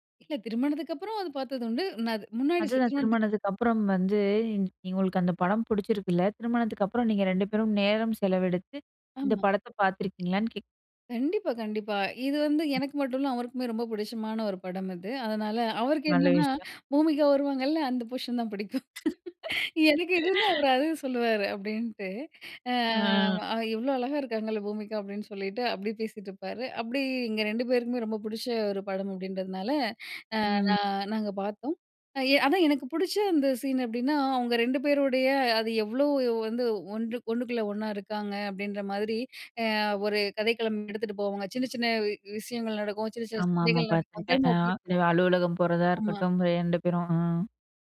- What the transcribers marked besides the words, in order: unintelligible speech; other background noise; in English: "போர்ஷன்"; laugh; laughing while speaking: "எனக்கு எதுனா ஒரு அது சொல்லுவாரு"; drawn out: "அ"; drawn out: "ஆ"
- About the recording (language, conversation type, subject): Tamil, podcast, உங்களுக்கு பிடித்த சினிமா கதையைப் பற்றி சொல்ல முடியுமா?